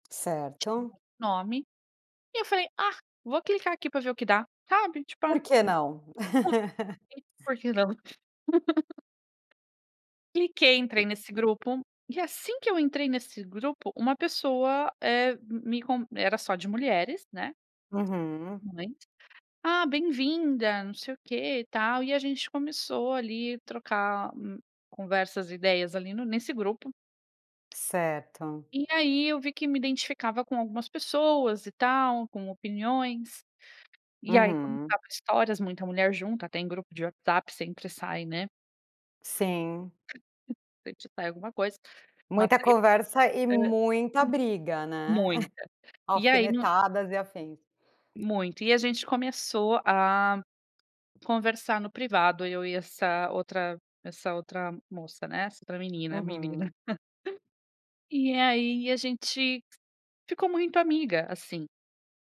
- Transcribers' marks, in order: other background noise; unintelligible speech; laugh; tapping; unintelligible speech; chuckle; chuckle
- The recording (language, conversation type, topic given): Portuguese, podcast, Qual papel a internet tem para você na hora de fazer amizades?